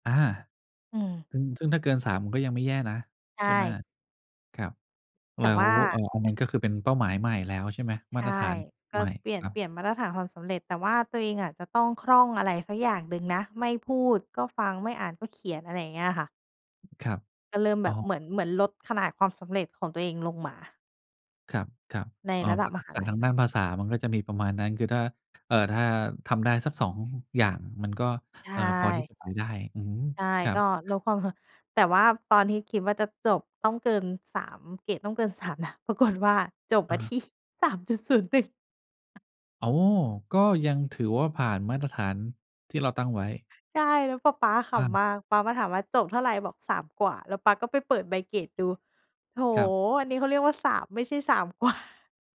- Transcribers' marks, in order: tapping; laughing while speaking: "สาม นะ ปรากฏ"; laughing while speaking: "ที่ สามจุดศูนย์หนึ่ง"; laughing while speaking: "กว่า"
- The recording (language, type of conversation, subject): Thai, podcast, คุณเคยเปลี่ยนมาตรฐานความสำเร็จของตัวเองไหม และทำไมถึงเปลี่ยน?